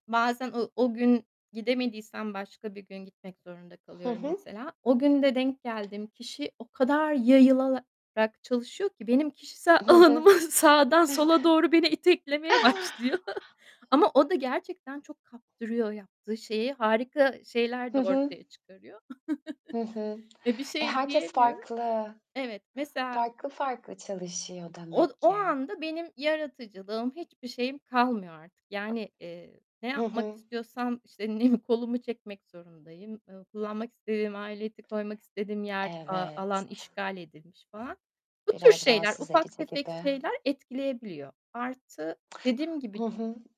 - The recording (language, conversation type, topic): Turkish, podcast, Başkalarıyla birlikte çalıştığınızda yaratıcılığınız nasıl değişiyor?
- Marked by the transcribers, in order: other background noise; tapping; "yayılarak" said as "yayılalarak"; static; laughing while speaking: "alanımı Sağdan sola doğru beni iteklemeye başlıyor"; chuckle; chuckle; chuckle; unintelligible speech